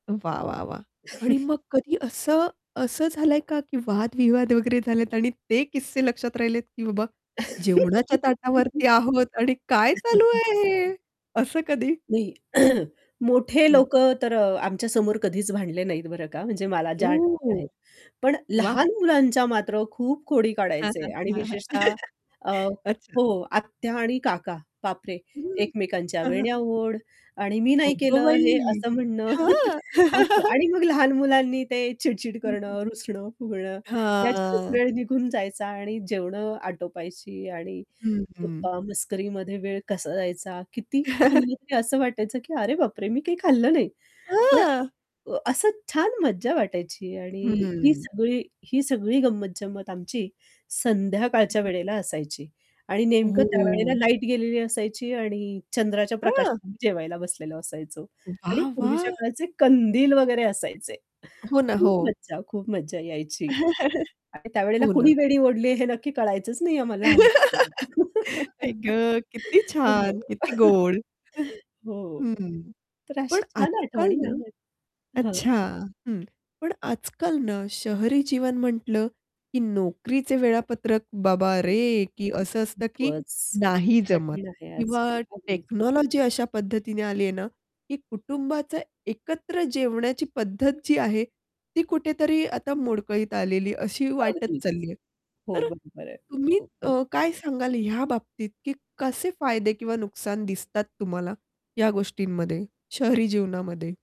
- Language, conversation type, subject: Marathi, podcast, एकत्र जेवण्याचे तुमचे अनुभव कसे आहेत?
- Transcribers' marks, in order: other background noise; chuckle; laugh; unintelligible speech; surprised: "काय चालू आहे हे?"; throat clearing; chuckle; chuckle; tapping; static; chuckle; unintelligible speech; distorted speech; chuckle; laugh; chuckle; chuckle; in English: "टेक्नॉलॉजी"; unintelligible speech